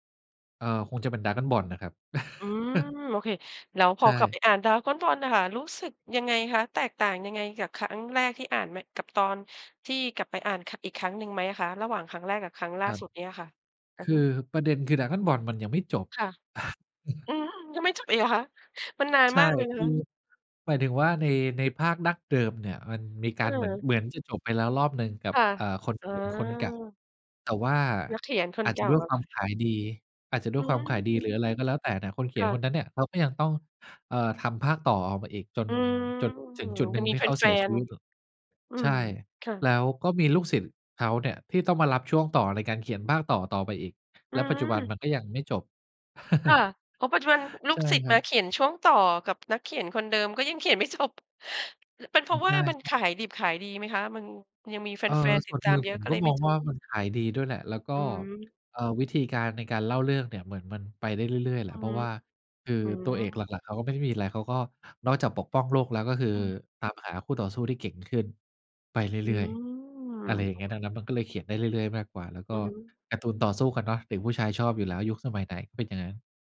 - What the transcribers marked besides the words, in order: chuckle; chuckle; chuckle; laughing while speaking: "ไม่จบ"; other background noise
- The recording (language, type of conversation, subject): Thai, podcast, หนังเรื่องไหนทำให้คุณคิดถึงความทรงจำเก่าๆ บ้าง?